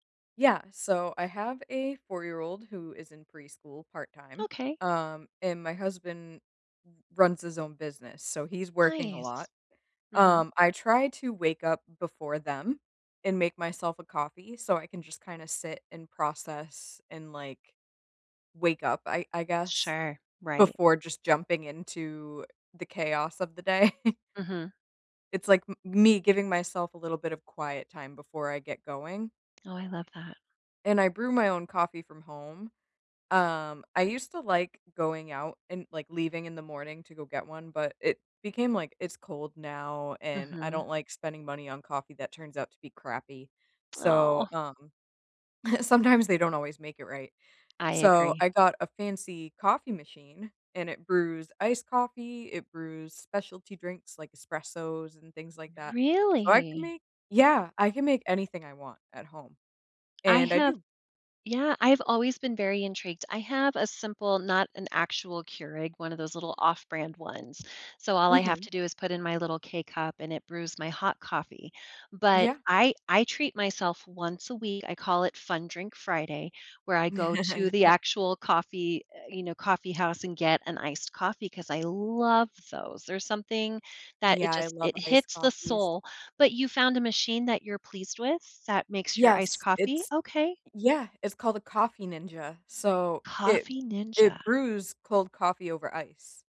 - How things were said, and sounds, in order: laughing while speaking: "day"; chuckle; chuckle; stressed: "love"
- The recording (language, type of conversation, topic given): English, unstructured, What morning routine helps you start your day best?